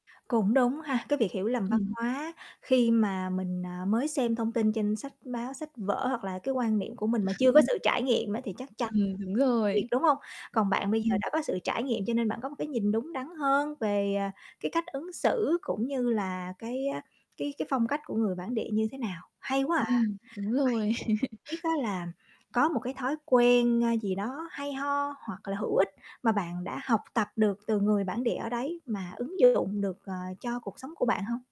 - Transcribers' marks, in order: static; distorted speech; tapping; chuckle; chuckle
- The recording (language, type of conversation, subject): Vietnamese, podcast, Bạn có thể chia sẻ một trải nghiệm đáng nhớ khi gặp người bản địa không?